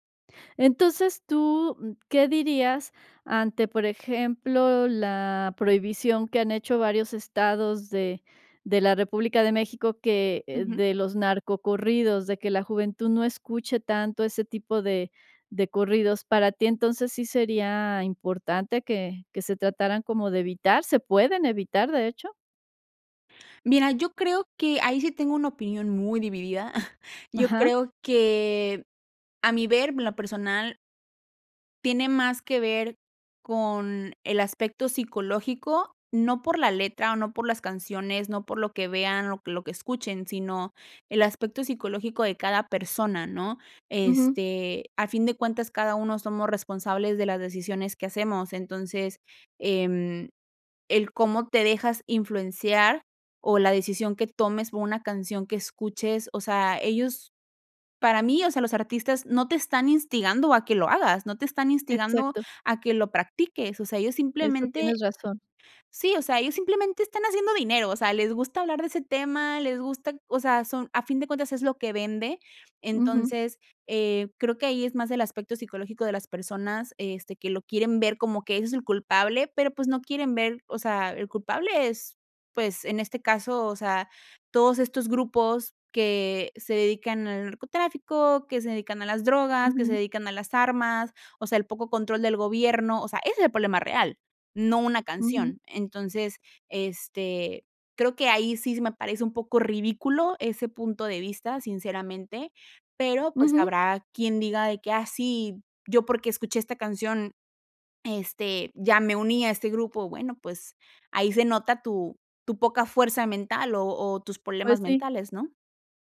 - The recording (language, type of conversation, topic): Spanish, podcast, ¿Qué papel juega la música en tu vida para ayudarte a desconectarte del día a día?
- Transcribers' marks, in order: chuckle